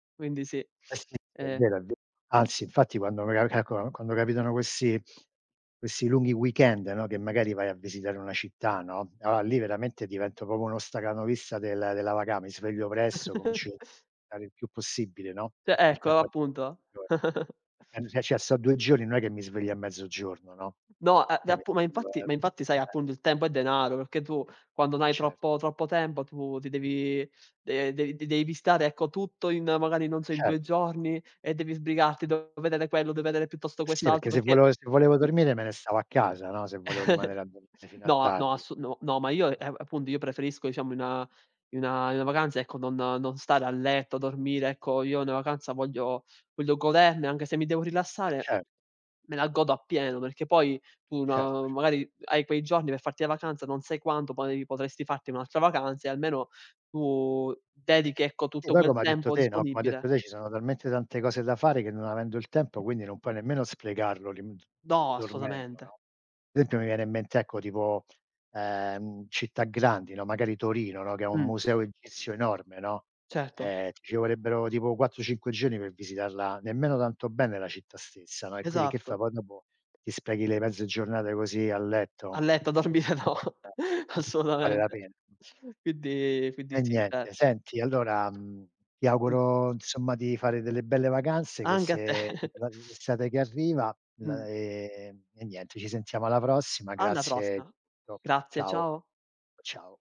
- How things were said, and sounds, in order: unintelligible speech; chuckle; other background noise; "Cioè" said as "ceh"; chuckle; chuckle; tapping; "assolutamente" said as "assotamente"; tsk; laughing while speaking: "dormire no. Assolutamente"; laughing while speaking: "te"; chuckle; unintelligible speech; "prossima" said as "prossa"
- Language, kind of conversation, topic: Italian, unstructured, Come scegli una destinazione per una vacanza?